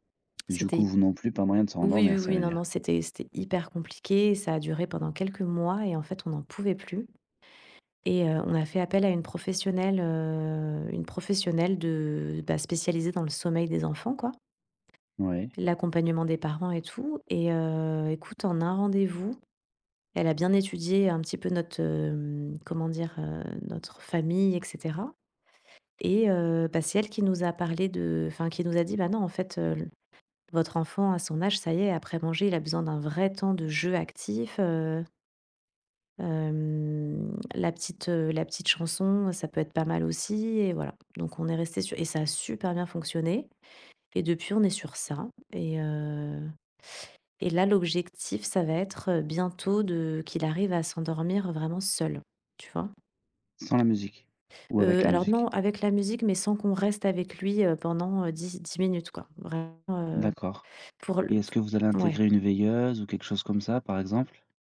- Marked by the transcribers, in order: drawn out: "heu"; stressed: "vrai"
- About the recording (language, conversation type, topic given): French, podcast, Comment se déroule le coucher des enfants chez vous ?